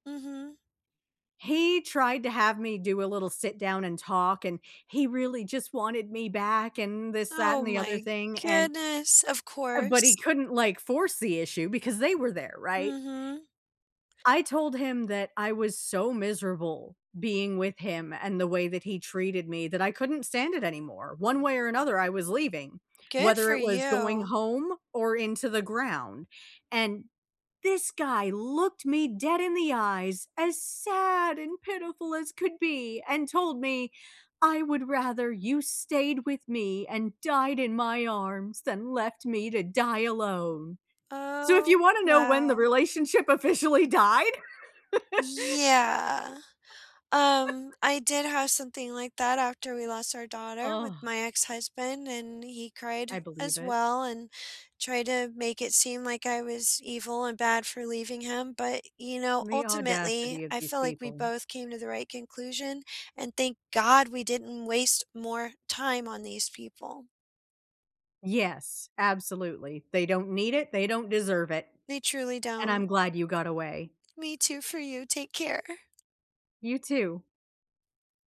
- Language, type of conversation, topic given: English, unstructured, What hobby should I pick up to cope with a difficult time?
- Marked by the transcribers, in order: other background noise; stressed: "looked"; put-on voice: "as sad and pitiful as could be"; put-on voice: "I would rather you stayed … to die alone"; tapping; drawn out: "Yeah"; laugh